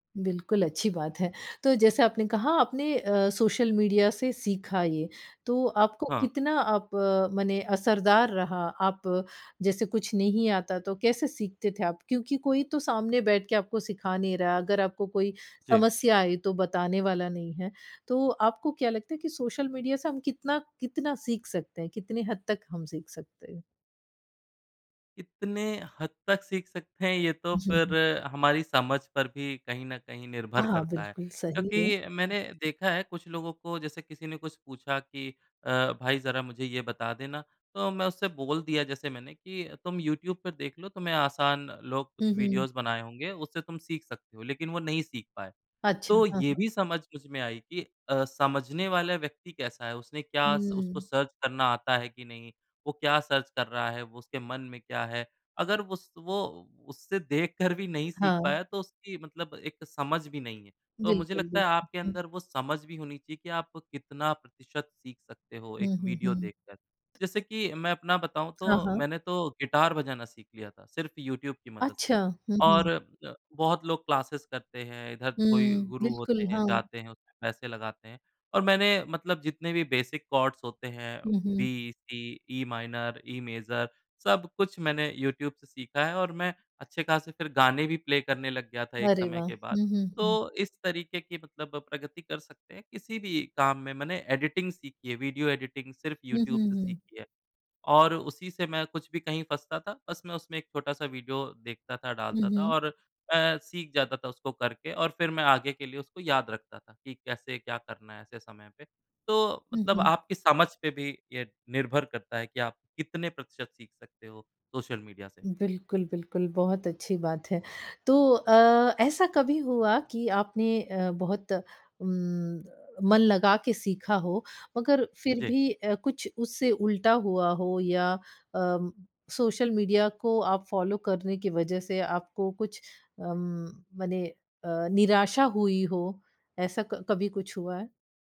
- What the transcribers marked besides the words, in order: in English: "सर्च"; in English: "सर्च"; laughing while speaking: "कर भी"; tapping; in English: "क्लासेज़"; in English: "बेसिक कॉर्ड्स"; in English: "प्ले"
- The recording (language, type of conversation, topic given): Hindi, podcast, सोशल मीडिया से आप कितनी प्रेरणा लेते हैं?